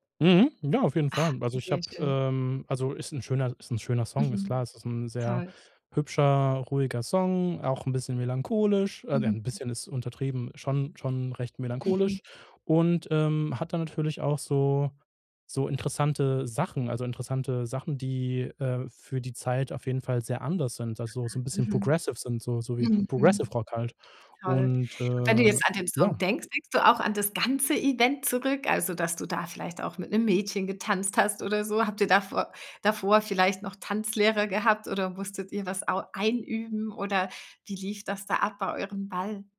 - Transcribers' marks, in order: in English: "progressive"; joyful: "das ganze Event zurück, also … bei eurem Ball?"
- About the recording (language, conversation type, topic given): German, podcast, Welches Lied verbindest du mit deiner Schulzeit?